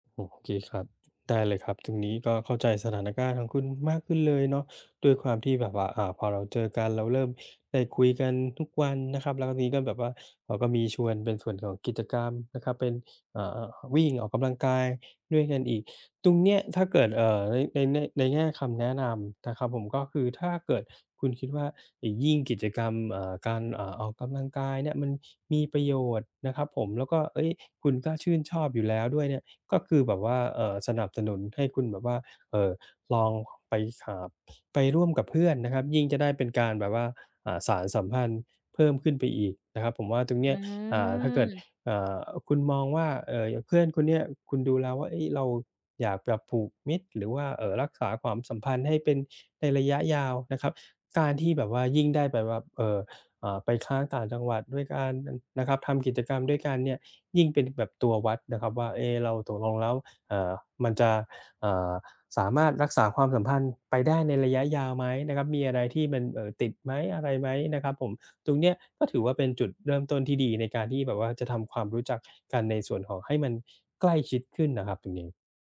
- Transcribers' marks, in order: other background noise; drawn out: "อืม"
- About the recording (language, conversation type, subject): Thai, advice, ฉันจะทำอย่างไรให้ความสัมพันธ์กับเพื่อนใหม่ไม่ห่างหายไป?